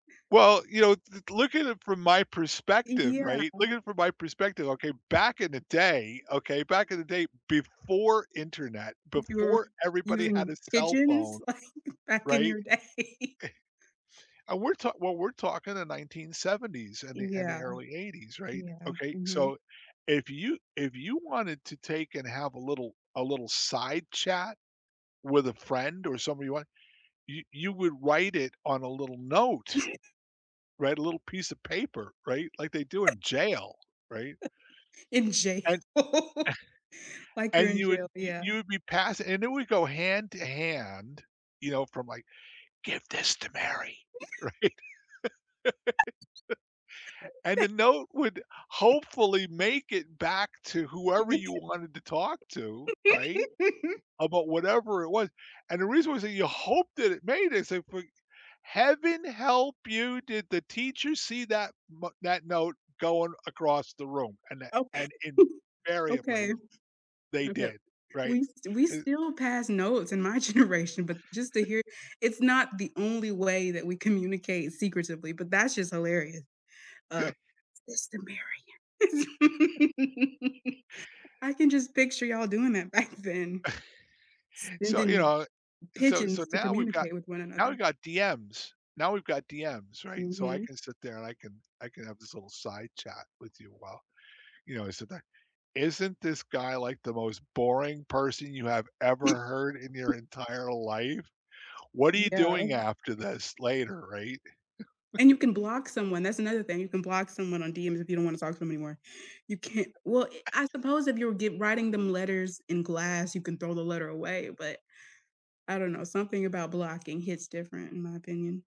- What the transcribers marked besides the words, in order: tapping; chuckle; laughing while speaking: "day"; sneeze; chuckle; laughing while speaking: "jail?"; chuckle; put-on voice: "Give this to Mary"; laugh; laughing while speaking: "right?"; laugh; other background noise; chuckle; laugh; chuckle; laughing while speaking: "generation"; chuckle; chuckle; put-on voice: "Sister Mary Ann"; laugh; laughing while speaking: "back"; chuckle; chuckle; chuckle
- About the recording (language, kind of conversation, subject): English, unstructured, Do you feel more connected when learning online or in a classroom?
- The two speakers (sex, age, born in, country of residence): female, 20-24, United States, United States; male, 70-74, United States, United States